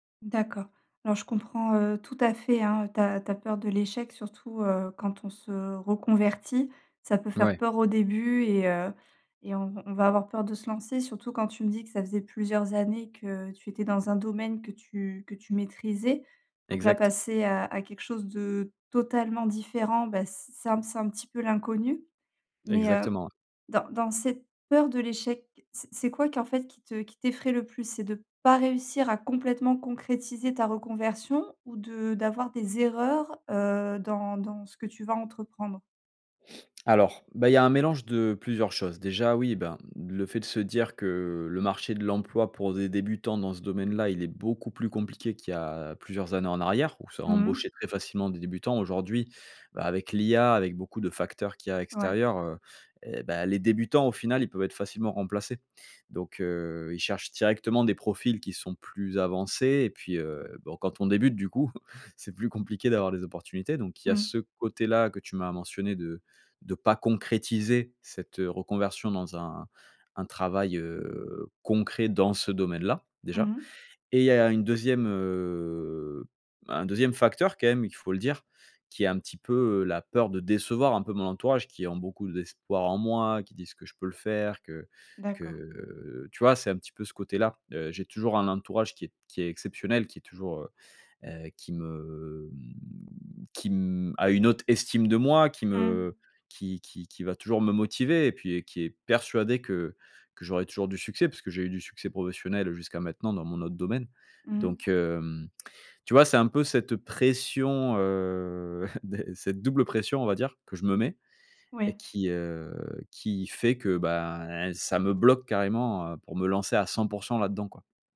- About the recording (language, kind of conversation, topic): French, advice, Comment dépasser la peur d’échouer qui m’empêche d’agir ?
- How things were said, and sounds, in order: chuckle; drawn out: "heu"